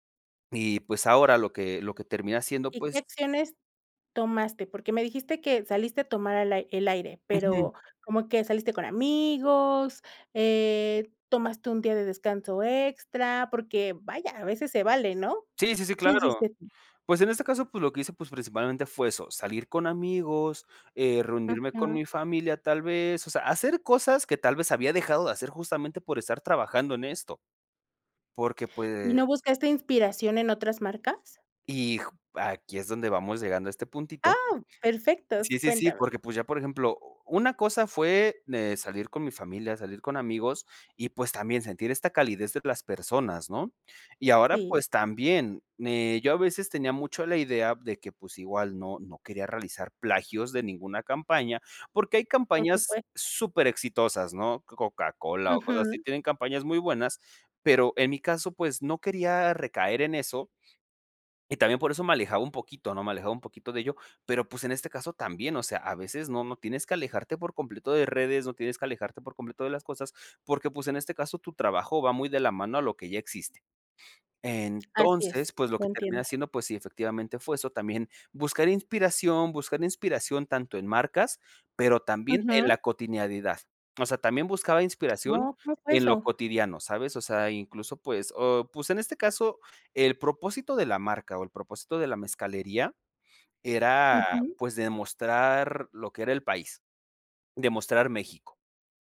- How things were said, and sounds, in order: other noise
- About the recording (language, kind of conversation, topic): Spanish, podcast, ¿Cómo usas el fracaso como trampolín creativo?